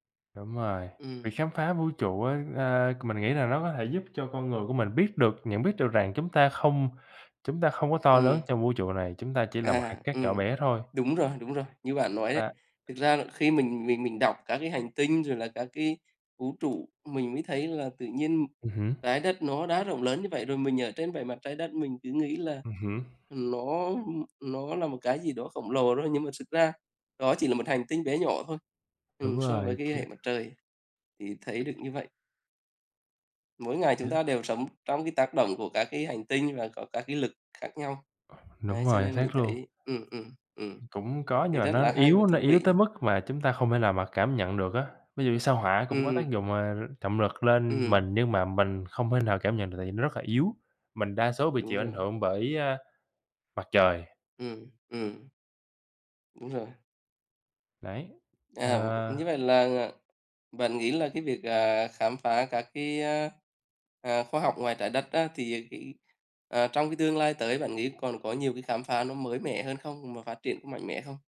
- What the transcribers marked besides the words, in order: tapping; unintelligible speech; other background noise; unintelligible speech; other noise
- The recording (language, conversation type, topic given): Vietnamese, unstructured, Bạn có ngạc nhiên khi nghe về những khám phá khoa học liên quan đến vũ trụ không?